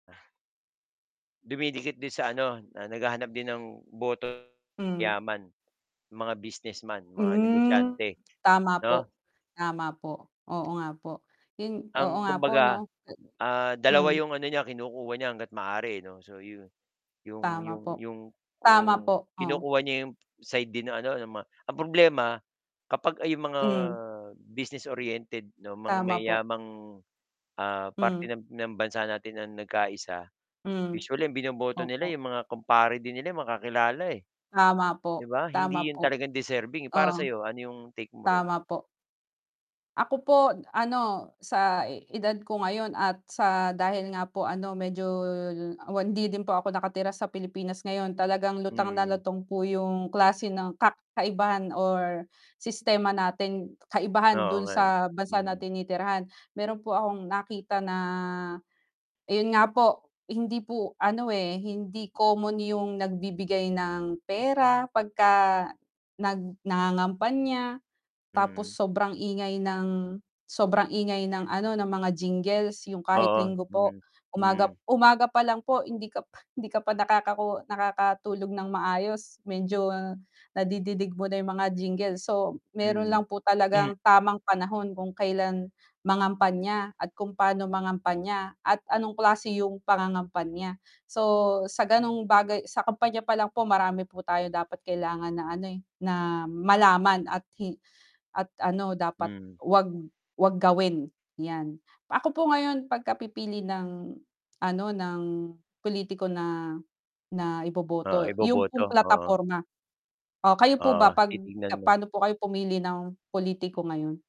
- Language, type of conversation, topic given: Filipino, unstructured, Ano ang pananaw mo tungkol sa sistema ng pagboto sa ating bansa?
- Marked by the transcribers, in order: static; distorted speech; lip smack; tapping; "lutang" said as "lutong"